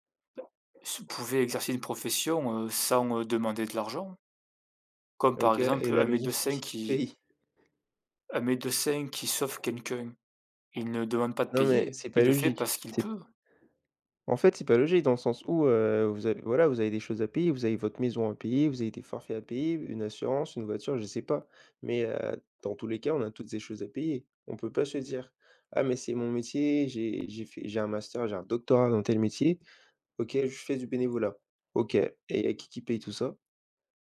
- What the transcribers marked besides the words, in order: other background noise; laughing while speaking: "c'est qui qui paye ?"; tapping
- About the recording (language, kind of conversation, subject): French, unstructured, Comment les plateformes d’apprentissage en ligne transforment-elles l’éducation ?